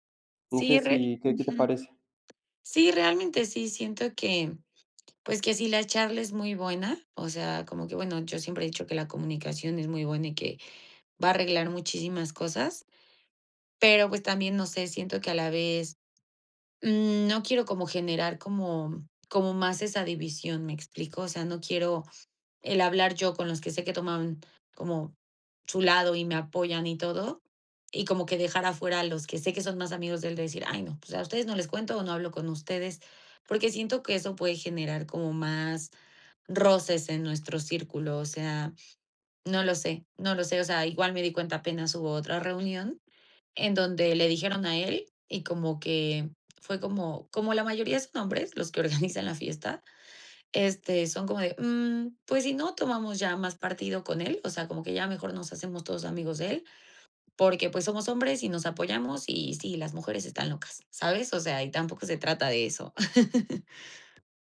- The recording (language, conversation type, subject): Spanish, advice, ¿Cómo puedo lidiar con las amistades en común que toman partido después de una ruptura?
- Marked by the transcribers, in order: laughing while speaking: "organizan"; chuckle